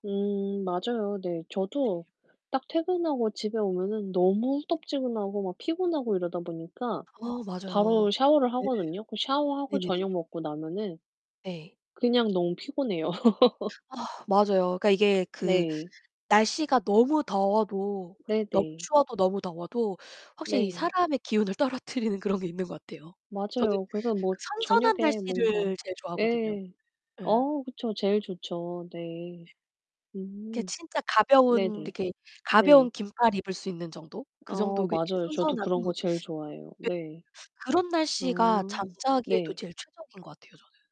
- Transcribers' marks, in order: distorted speech; laugh
- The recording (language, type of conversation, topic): Korean, unstructured, 요즘 하루 일과를 어떻게 잘 보내고 계세요?